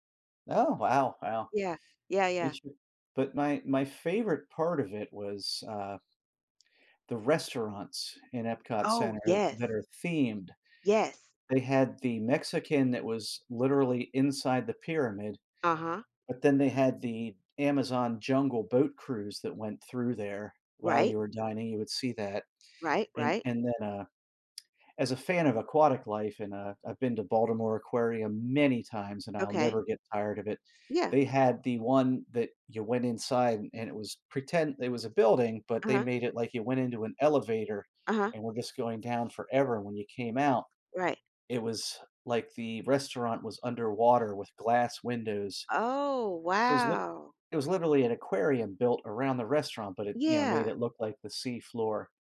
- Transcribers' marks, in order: tapping; stressed: "many"; other background noise
- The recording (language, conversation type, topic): English, unstructured, How would you spend a week with unlimited parks and museums access?